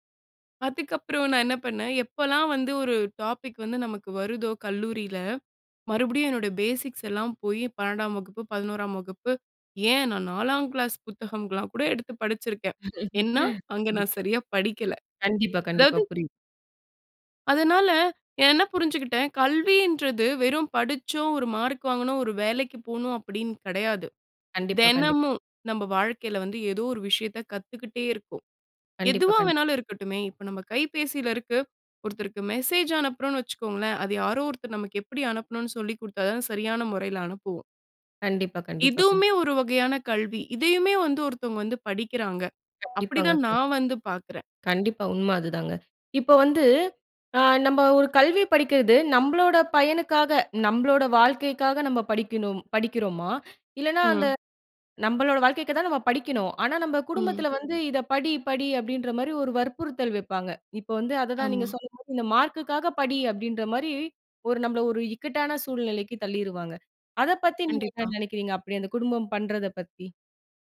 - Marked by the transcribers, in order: in English: "டாபிக்"; in English: "பேசிக்ஸ்"; laugh; in English: "மெசேஜ்"; other background noise
- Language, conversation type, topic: Tamil, podcast, நீங்கள் கல்வியை ஆயுள் முழுவதும் தொடரும் ஒரு பயணமாகக் கருதுகிறீர்களா?